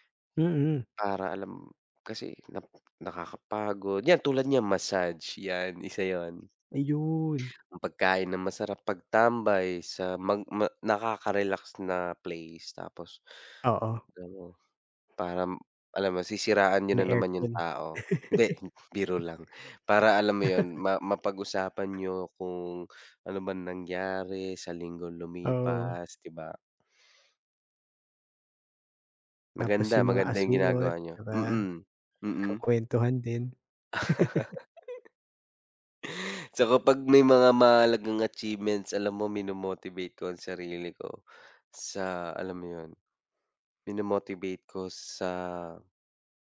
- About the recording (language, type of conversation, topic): Filipino, unstructured, Paano mo ipinagdiriwang ang tagumpay sa trabaho?
- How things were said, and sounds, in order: laugh; other background noise; chuckle; laugh; chuckle